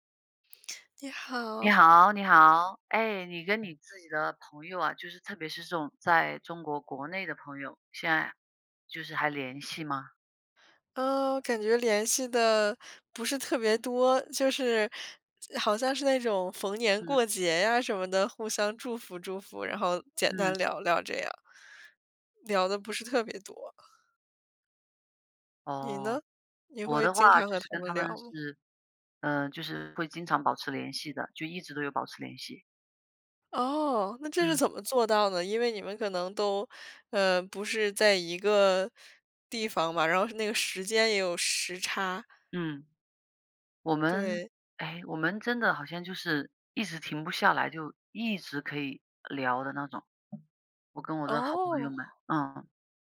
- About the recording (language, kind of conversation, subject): Chinese, unstructured, 朋友之间如何保持长久的友谊？
- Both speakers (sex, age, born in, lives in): female, 25-29, China, United States; female, 35-39, China, United States
- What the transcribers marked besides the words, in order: tapping